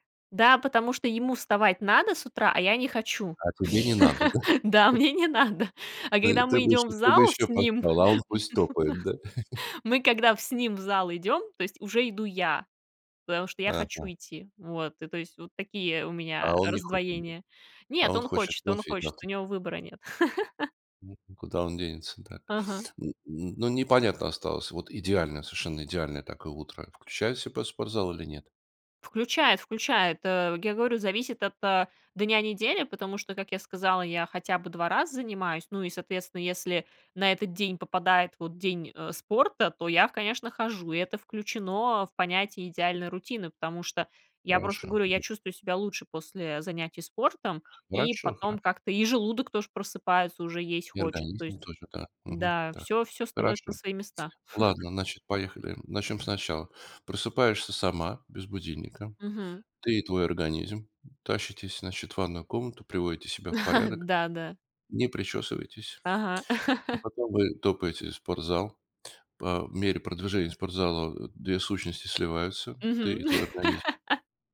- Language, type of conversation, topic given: Russian, podcast, Как выглядит твоя идеальная утренняя рутина?
- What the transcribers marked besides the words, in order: laugh; laughing while speaking: "Да, мне не надо"; chuckle; laughing while speaking: "ним"; laugh; chuckle; chuckle; chuckle; chuckle; chuckle; tapping; laugh